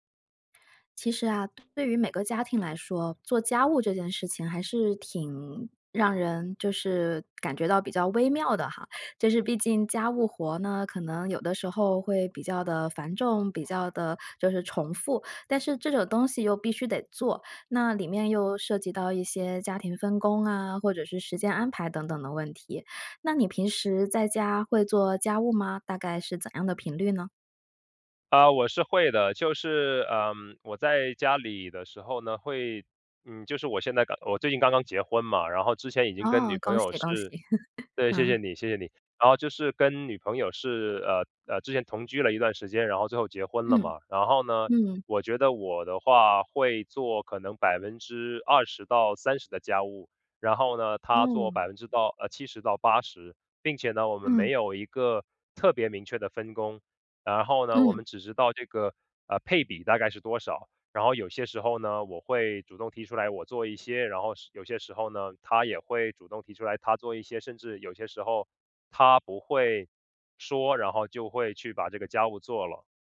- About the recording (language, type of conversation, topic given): Chinese, podcast, 你会把做家务当作表达爱的一种方式吗？
- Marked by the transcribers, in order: other background noise; laugh